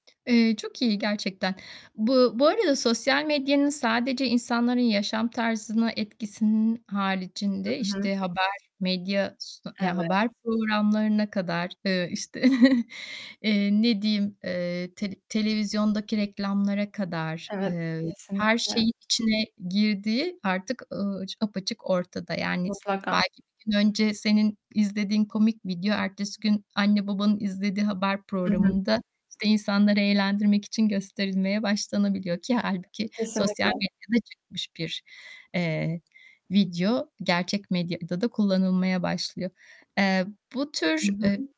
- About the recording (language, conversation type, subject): Turkish, podcast, Sosyal medyada viral olan içerikler, insanların zevklerini nasıl etkiliyor?
- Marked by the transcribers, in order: other background noise; distorted speech; tapping; chuckle